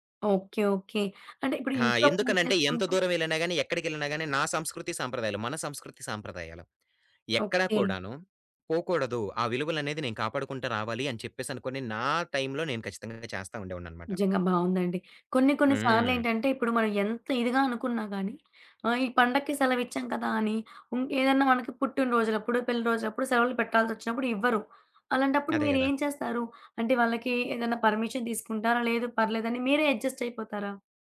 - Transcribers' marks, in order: other background noise; in English: "పర్మిషన్"
- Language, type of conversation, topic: Telugu, podcast, పని-జీవిత సమతుల్యాన్ని మీరు ఎలా నిర్వహిస్తారు?